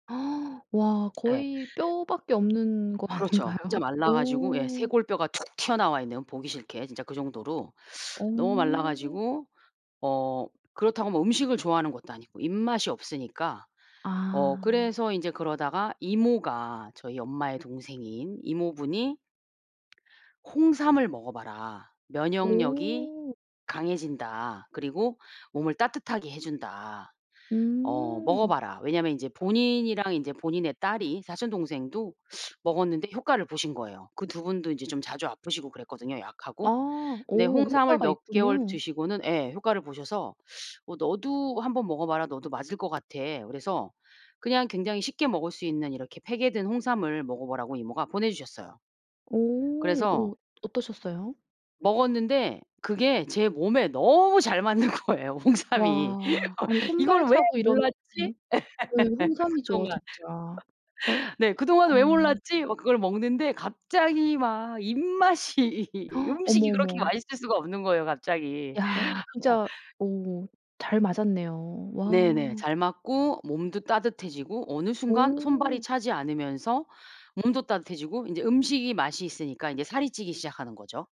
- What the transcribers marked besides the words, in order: gasp; other background noise; tapping; laughing while speaking: "거예요, 홍삼이"; laugh; laughing while speaking: "예. 그동안"; laugh; laughing while speaking: "입맛이"; gasp
- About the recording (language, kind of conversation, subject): Korean, podcast, 운동이 회복 과정에서 어떤 역할을 했나요?